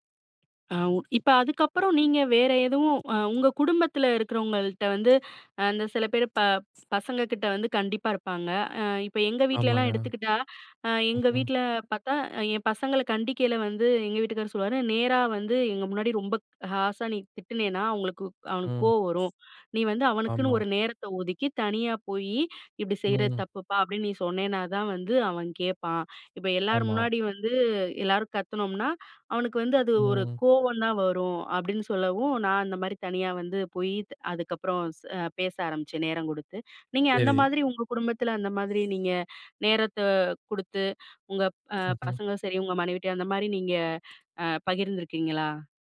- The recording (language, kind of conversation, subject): Tamil, podcast, ஒரு கருத்தை நேர்மையாகப் பகிர்ந்துகொள்ள சரியான நேரத்தை நீங்கள் எப்படி தேர்வு செய்கிறீர்கள்?
- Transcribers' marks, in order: other noise; in English: "ஹார்ஷா"; inhale